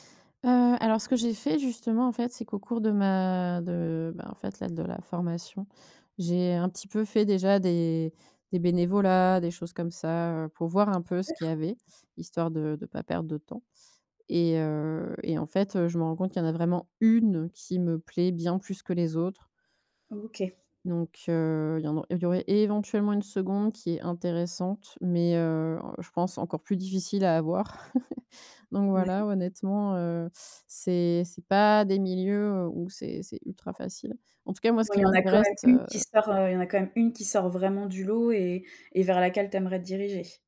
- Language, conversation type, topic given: French, advice, Comment accepter et gérer l’incertitude dans ma vie alors que tout change si vite ?
- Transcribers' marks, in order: tapping; stressed: "une"; other background noise; chuckle; stressed: "vraiment"